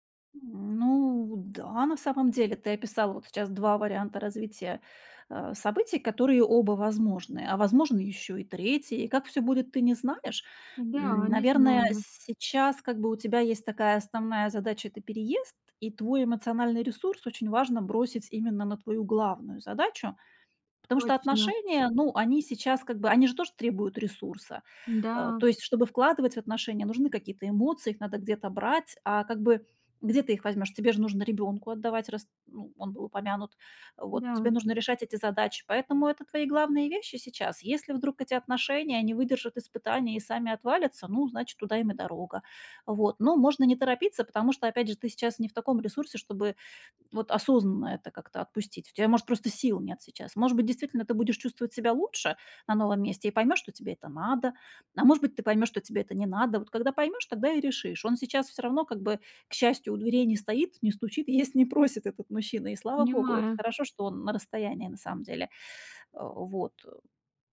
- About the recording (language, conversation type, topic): Russian, advice, Как принимать решения, когда всё кажется неопределённым и страшным?
- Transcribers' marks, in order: other background noise